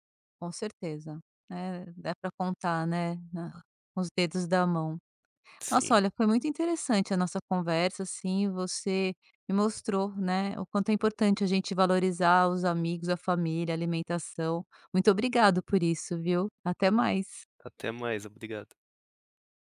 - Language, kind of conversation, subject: Portuguese, podcast, Qual foi o momento que te ensinou a valorizar as pequenas coisas?
- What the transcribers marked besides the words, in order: none